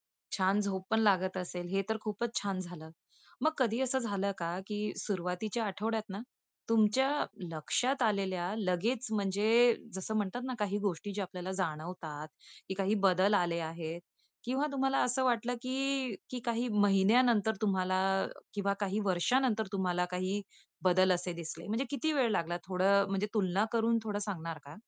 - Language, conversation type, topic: Marathi, podcast, रोज ध्यान केल्यामुळे तुमच्या आयुष्यात कोणते बदल जाणवले आहेत?
- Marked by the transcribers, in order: none